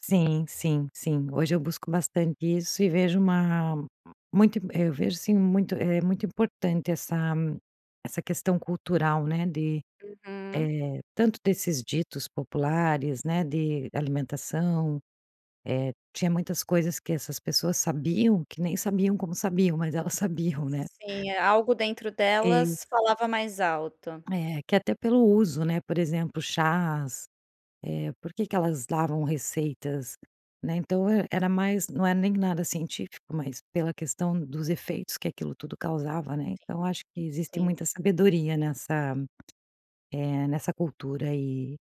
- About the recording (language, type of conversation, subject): Portuguese, podcast, Como a comida da sua infância marcou quem você é?
- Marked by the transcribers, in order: tapping